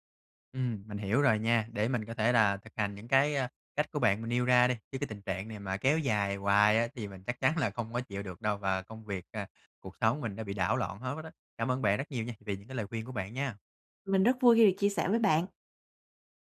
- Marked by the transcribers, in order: tapping
- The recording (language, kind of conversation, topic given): Vietnamese, advice, Làm sao để cải thiện thói quen thức dậy đúng giờ mỗi ngày?